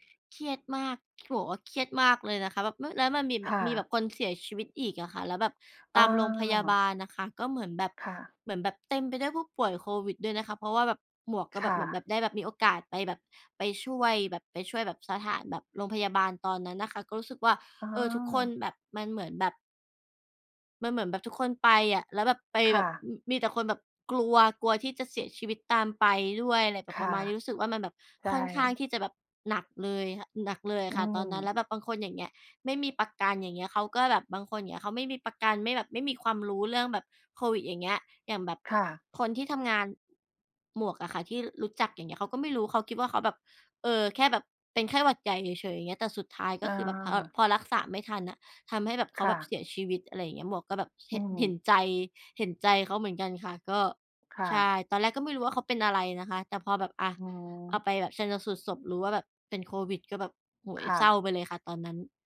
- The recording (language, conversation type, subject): Thai, unstructured, คุณคิดว่าการออมเงินสำคัญแค่ไหนในชีวิตประจำวัน?
- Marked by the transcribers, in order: tapping; other noise